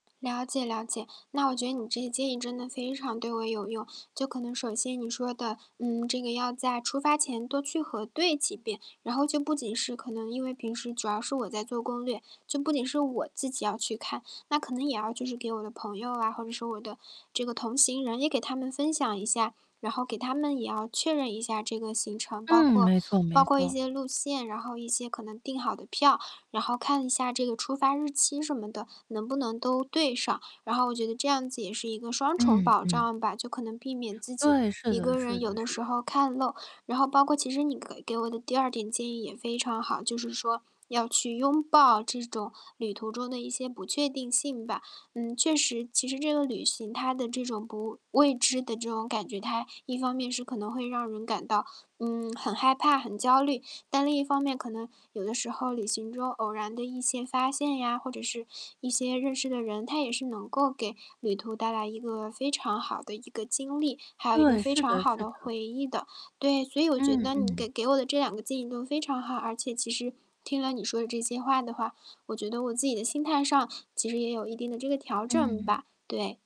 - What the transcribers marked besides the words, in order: tapping; static; distorted speech
- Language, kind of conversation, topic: Chinese, advice, 旅行中如何有效管理压力和焦虑？